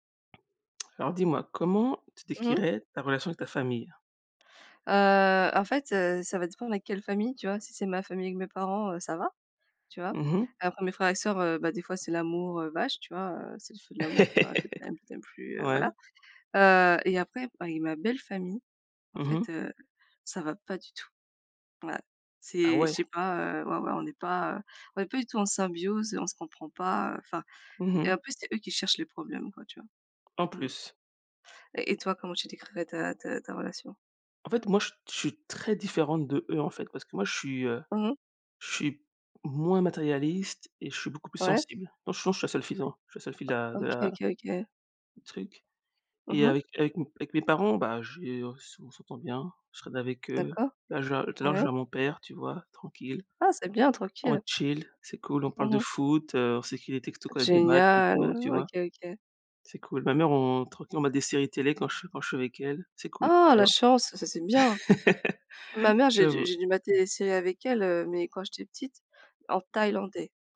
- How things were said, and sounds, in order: tapping; drawn out: "Heu"; laugh; stressed: "moins"; in English: "chill"; other background noise; stressed: "Ah"; laugh
- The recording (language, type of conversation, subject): French, unstructured, Comment décrirais-tu ta relation avec ta famille ?
- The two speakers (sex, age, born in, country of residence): female, 35-39, Thailand, France; female, 40-44, France, United States